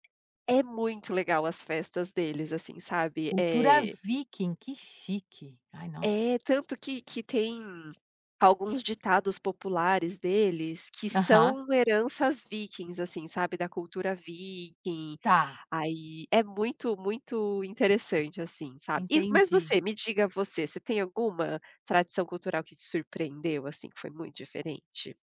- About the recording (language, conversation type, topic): Portuguese, unstructured, Qual foi a tradição cultural que mais te surpreendeu?
- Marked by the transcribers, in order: tapping